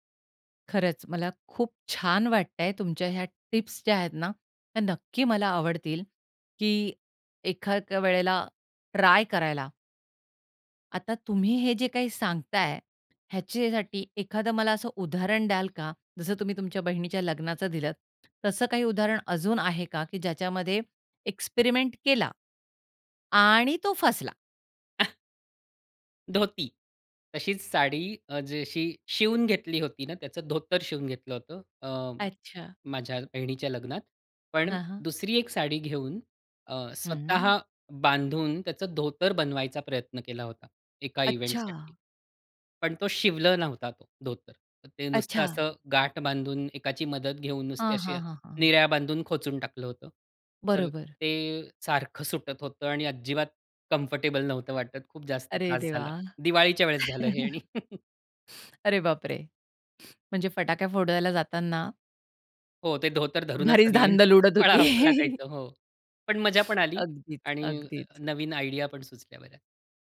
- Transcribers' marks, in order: unintelligible speech; anticipating: "अच्छा"; in English: "कम्फर्टेबल"; chuckle; sniff; laughing while speaking: "भारीच धांदल उडत होती"; laughing while speaking: "पळापळ काही ते हो"; chuckle; sniff; in English: "आयडियापण"
- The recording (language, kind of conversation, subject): Marathi, podcast, फॅशनसाठी तुम्हाला प्रेरणा कुठून मिळते?